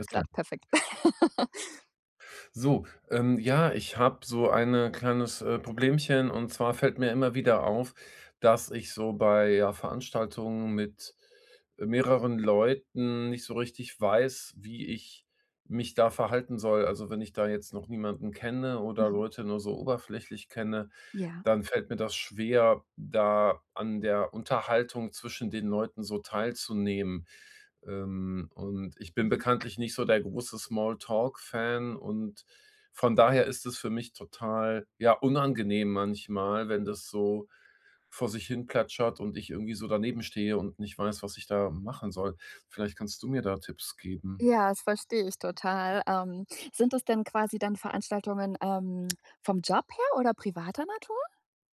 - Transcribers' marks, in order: laugh; stressed: "her?"; stressed: "Natur?"
- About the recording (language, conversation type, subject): German, advice, Wie kann ich mich auf Partys wohler fühlen und weniger unsicher sein?